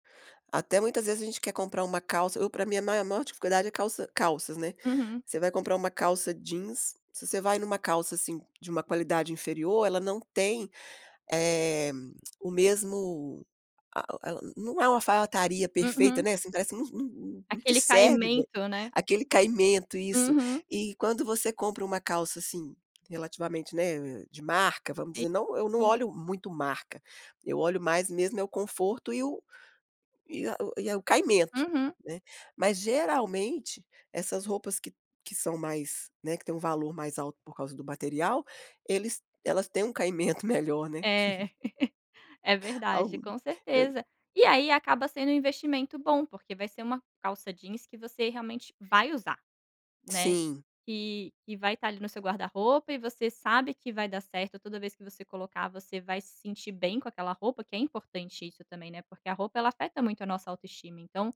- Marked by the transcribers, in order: tapping; chuckle; stressed: "vai"
- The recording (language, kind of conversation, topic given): Portuguese, podcast, Quais são as peças-chave do seu guarda-roupa?